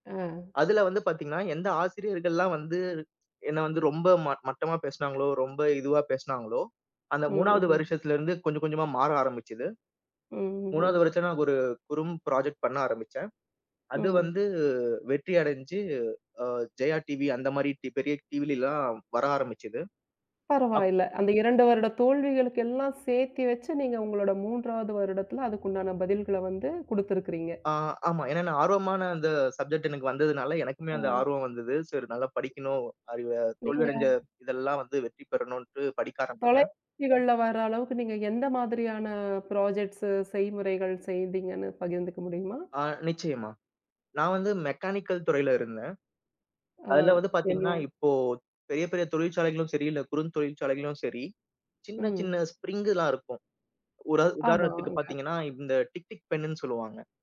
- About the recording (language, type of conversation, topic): Tamil, podcast, மிகக் கடினமான ஒரு தோல்வியிலிருந்து மீண்டு முன்னேற நீங்கள் எப்படி கற்றுக்கொள்கிறீர்கள்?
- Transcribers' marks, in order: in English: "பிராஜெக்ட்"; in English: "சப்ஜெக்ட்"; other noise; in English: "பிராஜெக்ட்ஸ்ஸூ"